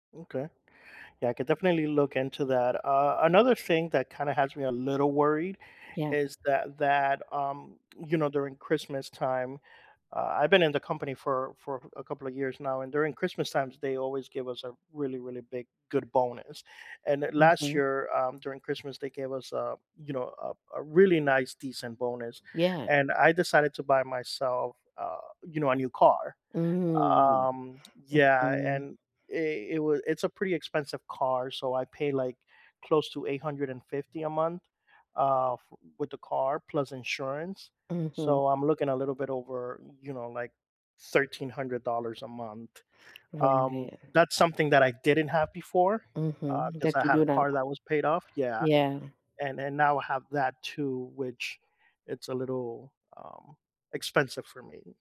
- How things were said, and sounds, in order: tapping; other background noise
- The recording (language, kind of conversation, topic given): English, advice, How can I reduce anxiety and regain stability when I'm worried about money?